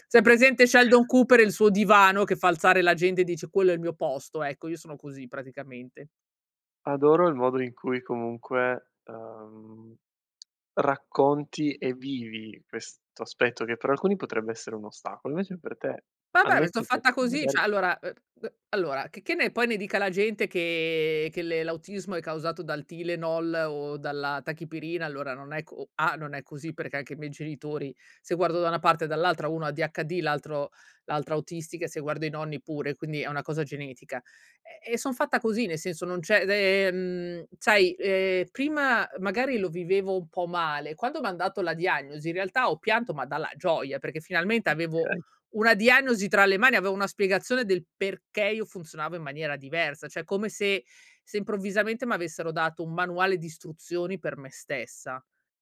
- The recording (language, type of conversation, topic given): Italian, podcast, Come riconosci che sei vittima della paralisi da scelta?
- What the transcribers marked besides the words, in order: none